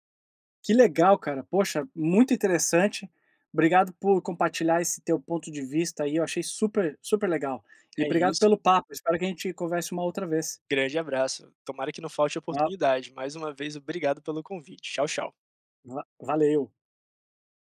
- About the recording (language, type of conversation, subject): Portuguese, podcast, Me conta uma música que te ajuda a superar um dia ruim?
- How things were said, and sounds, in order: none